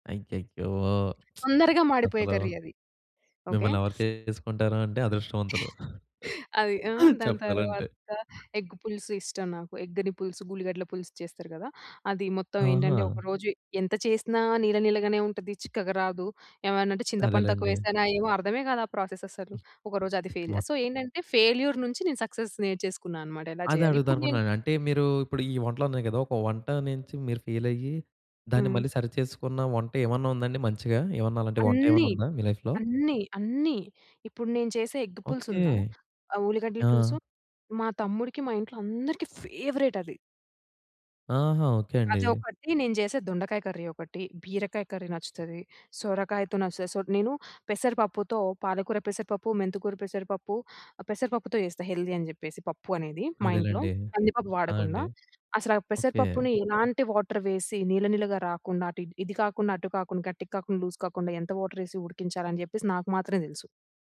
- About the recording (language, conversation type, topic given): Telugu, podcast, పొట్లక్‌కు మీరు సాధారణంగా ఏమి తీసుకెళ్తారు?
- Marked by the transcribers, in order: lip smack; chuckle; laughing while speaking: "చెప్పాలంటే"; in English: "ఎగ్‌ని"; in English: "ప్రాసెస్"; in English: "ఫెయిల్. సో"; in English: "ఫెయిల్యూర్"; in English: "సక్సెస్"; in English: "ఫెయిల్"; in English: "లైఫ్‌లో?"; in English: "ఎగ్"; in English: "ఫేవరెట్"; in English: "సో"; in English: "హెల్దీ"; in English: "వాటర్"; in English: "లూజ్"; in English: "వాటర్"